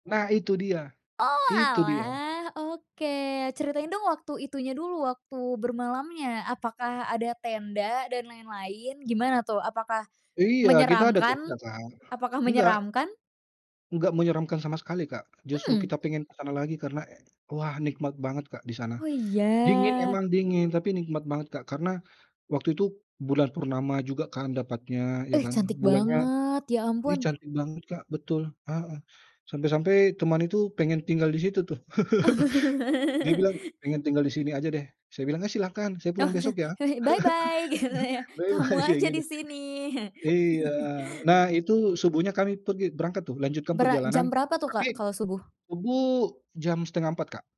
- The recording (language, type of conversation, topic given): Indonesian, podcast, Pengalaman melihat matahari terbit atau terbenam mana yang paling berkesan bagi kamu, dan apa alasannya?
- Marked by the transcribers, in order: other background noise; laugh; chuckle; unintelligible speech; in English: "Bye bye"; laughing while speaking: "gitu ya"; laugh; laughing while speaking: "Bye-bye, kayak gini"; in English: "Bye-bye"; chuckle